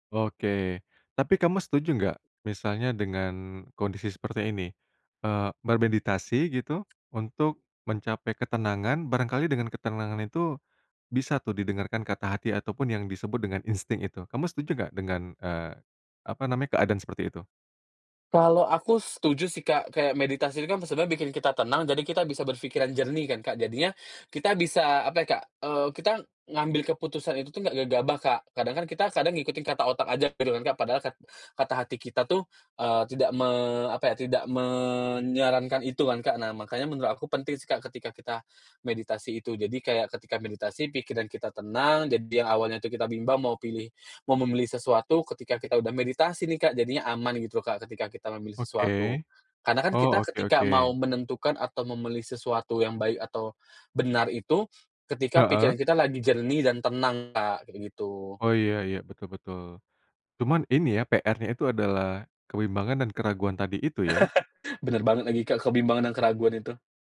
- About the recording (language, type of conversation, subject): Indonesian, podcast, Apa tips sederhana agar kita lebih peka terhadap insting sendiri?
- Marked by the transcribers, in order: other background noise; tapping; chuckle